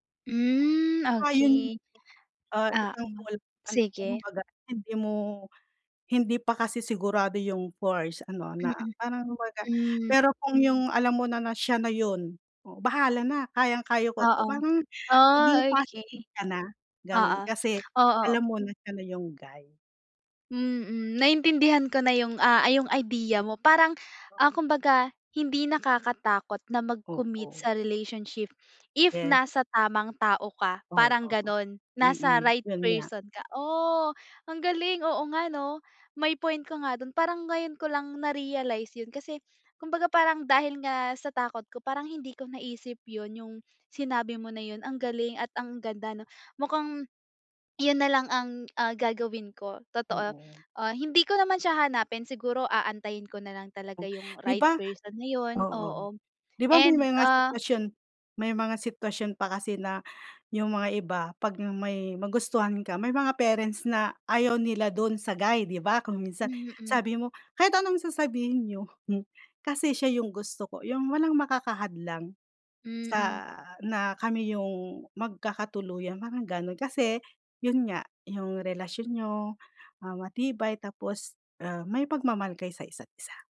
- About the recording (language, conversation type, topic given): Filipino, advice, Bakit ako natatakot pumasok sa seryosong relasyon at tumupad sa mga pangako at obligasyon?
- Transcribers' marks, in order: "Okey" said as "Oki"; other background noise